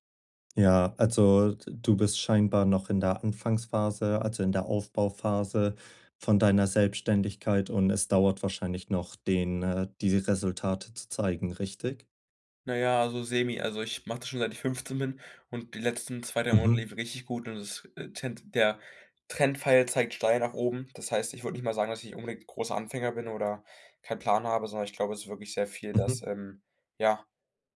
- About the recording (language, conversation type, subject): German, advice, Wie kann ich Ablenkungen reduzieren, wenn ich mich lange auf eine Aufgabe konzentrieren muss?
- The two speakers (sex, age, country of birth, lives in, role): male, 18-19, Germany, Germany, user; male, 20-24, Germany, Germany, advisor
- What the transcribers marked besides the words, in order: none